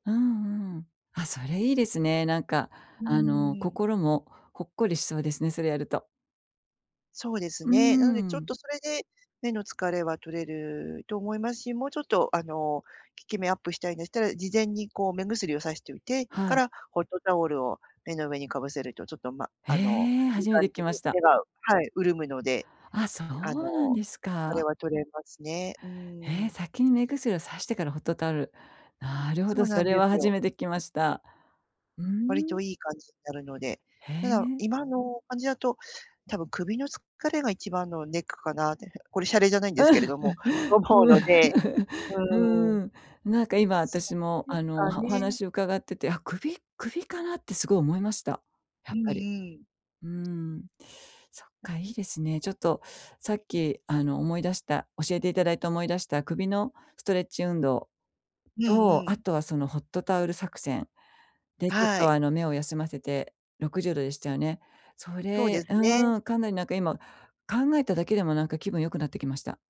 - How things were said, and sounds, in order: other background noise; laugh; tapping; other noise
- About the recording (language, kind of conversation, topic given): Japanese, advice, 短時間の休憩でどうすればすぐ回復できますか？